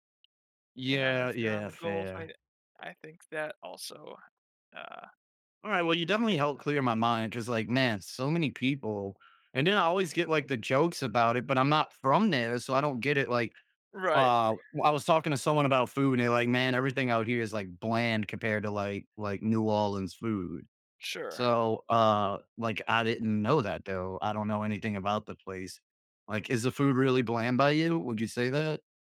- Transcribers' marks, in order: tapping
- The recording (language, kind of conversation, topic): English, unstructured, What helps you unwind more, being active outdoors or taking a restful break?